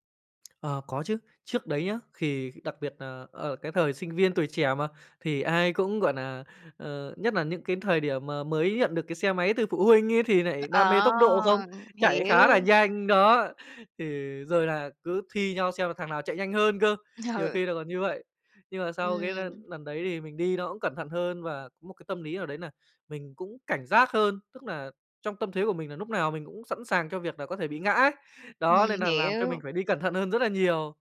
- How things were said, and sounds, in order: tapping; laughing while speaking: "Ừ"
- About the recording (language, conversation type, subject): Vietnamese, podcast, Bạn đã từng suýt gặp tai nạn nhưng may mắn thoát nạn chưa?